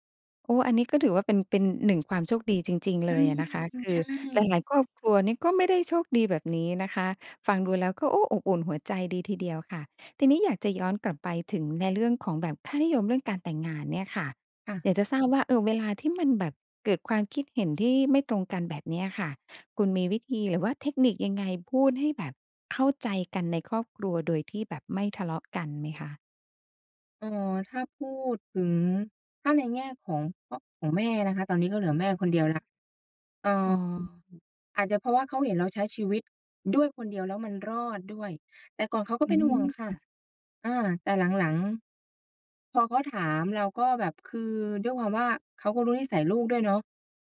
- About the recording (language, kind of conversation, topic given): Thai, podcast, คุณรับมืออย่างไรเมื่อค่านิยมแบบเดิมไม่สอดคล้องกับโลกยุคใหม่?
- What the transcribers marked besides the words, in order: tapping